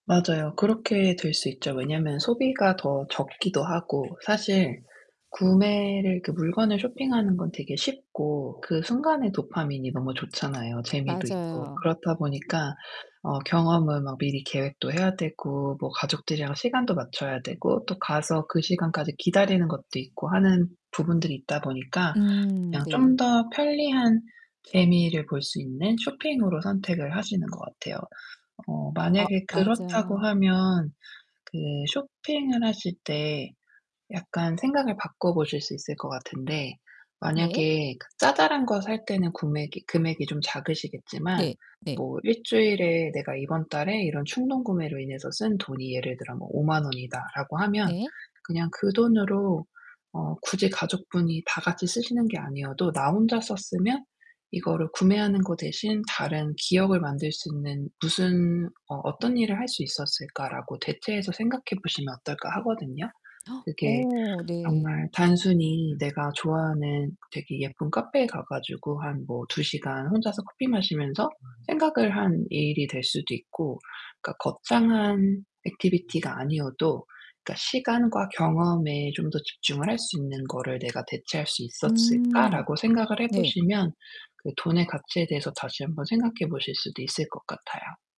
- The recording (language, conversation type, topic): Korean, advice, 물건 대신 경험에 돈을 쓰려면 어떻게 시작하고 무엇을 우선으로 해야 할까요?
- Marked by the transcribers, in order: tapping; other background noise; static; distorted speech; "금액이" said as "굼액이"; gasp